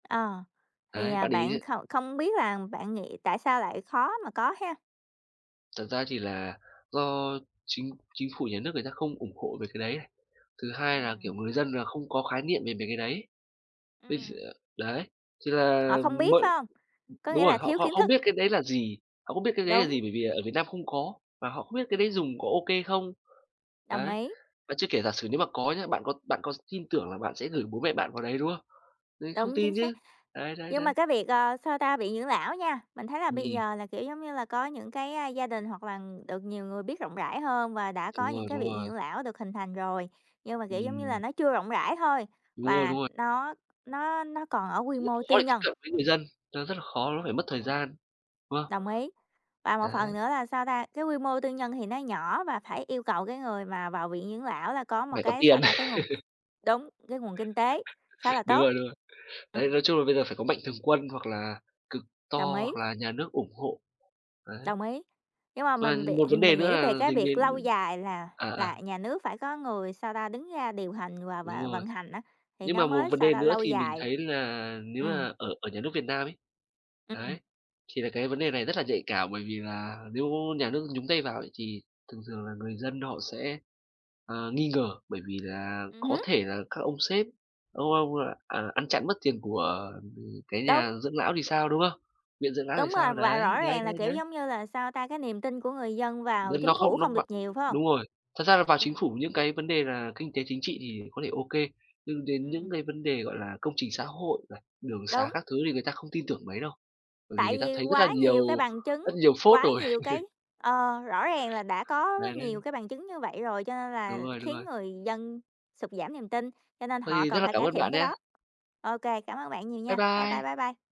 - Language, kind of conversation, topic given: Vietnamese, unstructured, Bạn nghĩ gì về việc người cao tuổi vẫn phải làm thêm để trang trải cuộc sống?
- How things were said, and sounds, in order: tapping; other noise; laugh; chuckle; other background noise; laugh